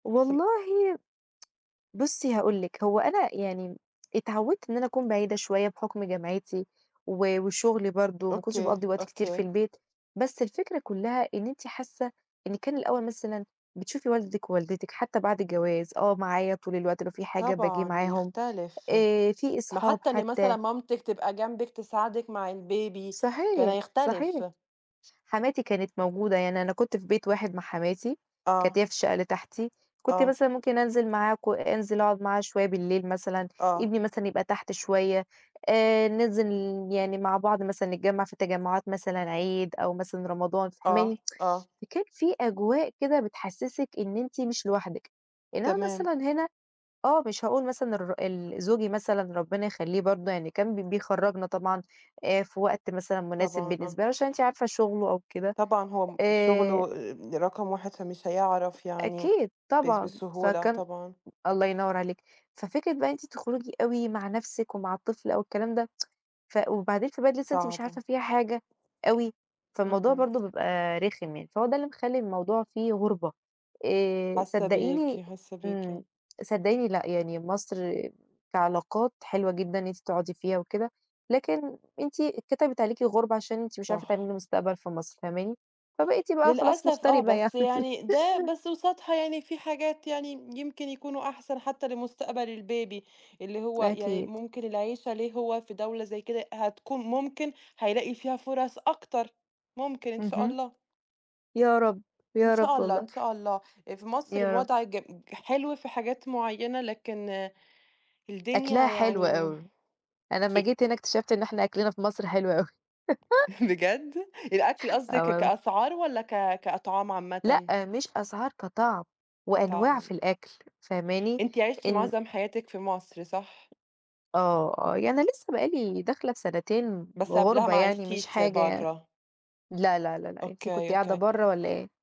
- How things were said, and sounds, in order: unintelligible speech; tsk; in English: "الbaby"; tapping; other background noise; tsk; tsk; laugh; in English: "الbaby"; chuckle; laugh; laughing while speaking: "بجد؟"; chuckle
- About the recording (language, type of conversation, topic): Arabic, unstructured, إيه اللي بيخليك تحس بسعادة حقيقية؟
- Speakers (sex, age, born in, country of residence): female, 20-24, Italy, Italy; female, 30-34, Egypt, Portugal